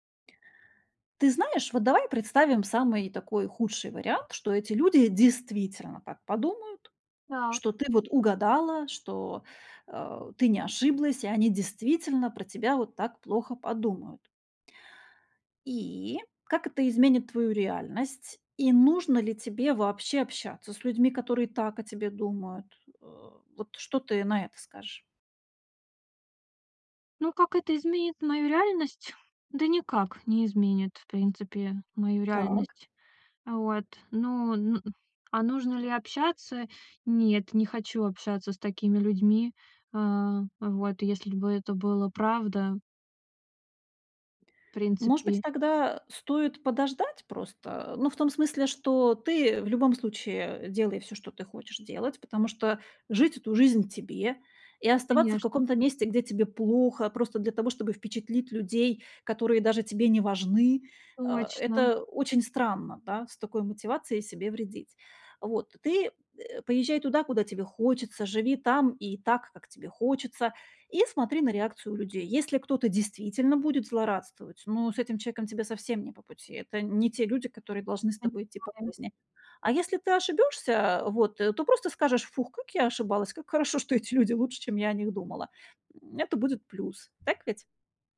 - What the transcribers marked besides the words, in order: other background noise; tapping
- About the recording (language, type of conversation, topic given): Russian, advice, Как мне перестать бояться оценки со стороны других людей?